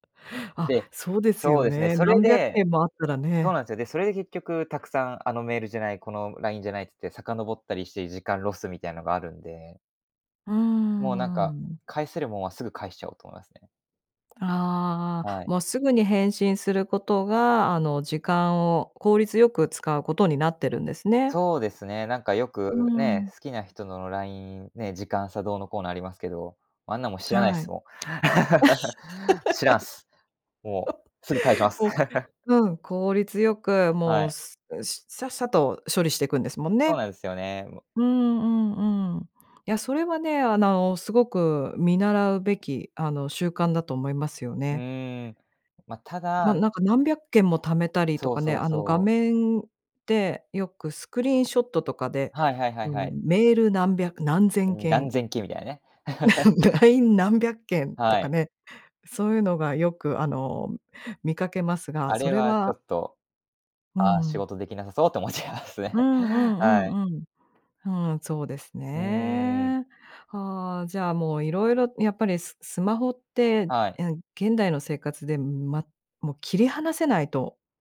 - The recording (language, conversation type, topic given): Japanese, podcast, 毎日のスマホの使い方で、特に気をつけていることは何ですか？
- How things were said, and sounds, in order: laugh; chuckle; in English: "スクリーンショット"; laugh; laughing while speaking: "思っちゃいますね"; other background noise